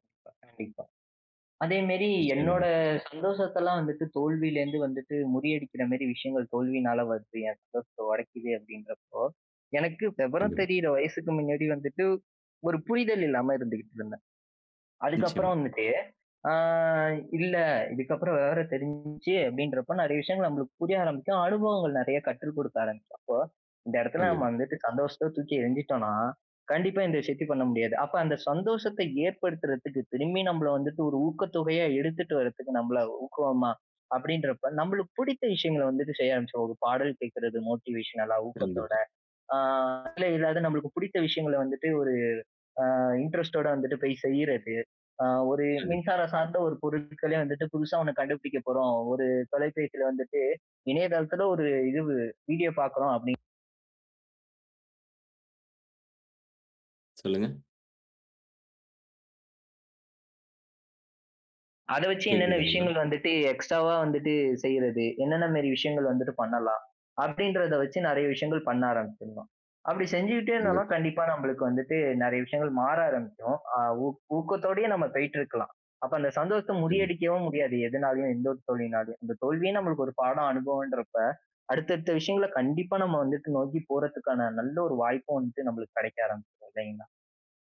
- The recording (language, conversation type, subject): Tamil, podcast, தோல்வி உன் சந்தோஷத்தை குறைக்காமலிருக்க எப்படி பார்த்துக் கொள்கிறாய்?
- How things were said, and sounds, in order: horn; "முன்னாடி" said as "மின்னாடி"; drawn out: "ஆ"; "ஊக்கமா" said as "ஊக்குவோமா"; other background noise; in English: "மோட்டிவேஷன்லா"; "போயிட்டு" said as "பேயிட்டு"